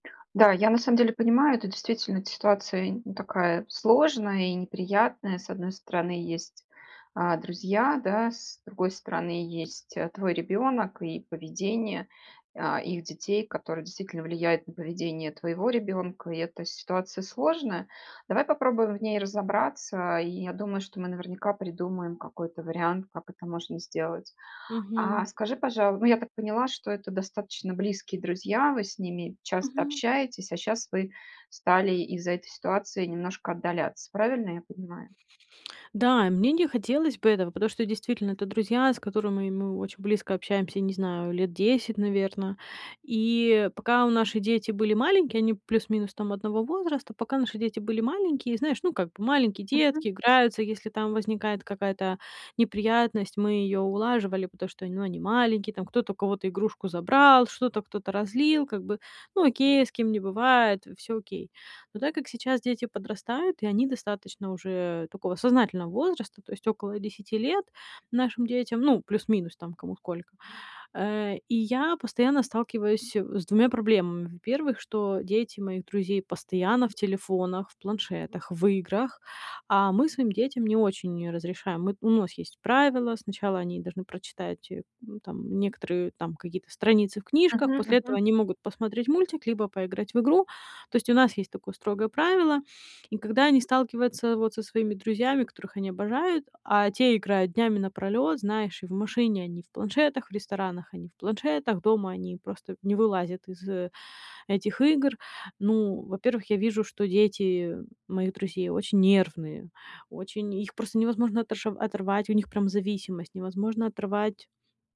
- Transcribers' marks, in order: none
- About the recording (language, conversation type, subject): Russian, advice, Как сказать другу о его неудобном поведении, если я боюсь конфликта?